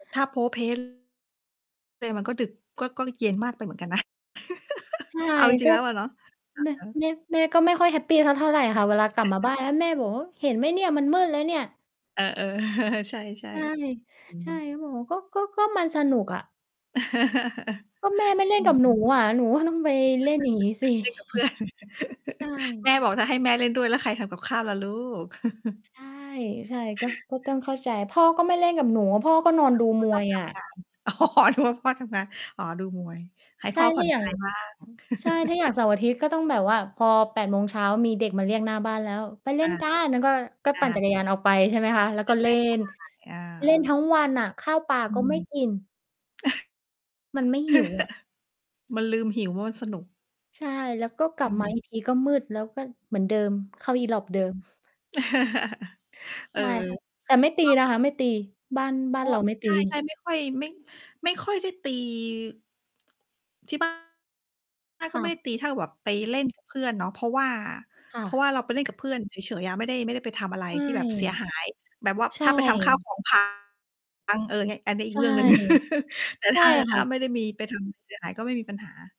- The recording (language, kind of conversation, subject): Thai, unstructured, ช่วงเวลาใดที่ทำให้คุณคิดถึงวัยเด็กมากที่สุด?
- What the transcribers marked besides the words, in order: distorted speech; static; chuckle; chuckle; chuckle; chuckle; chuckle; laughing while speaking: "เพื่อน"; chuckle; chuckle; laughing while speaking: "อ๋อ"; chuckle; unintelligible speech; chuckle; chuckle; chuckle